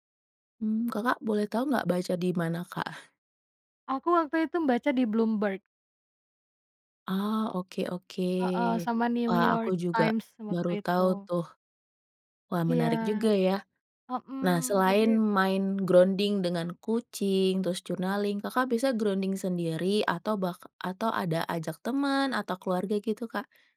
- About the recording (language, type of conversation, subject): Indonesian, podcast, Bagaimana cara kamu mengatasi kebuntuan saat sudah mentok?
- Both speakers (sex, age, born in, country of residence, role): female, 25-29, Indonesia, Indonesia, guest; female, 30-34, Indonesia, Indonesia, host
- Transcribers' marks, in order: laughing while speaking: "di mana, Kak?"; in English: "grounding"; tapping; in English: "journaling"; in English: "grounding"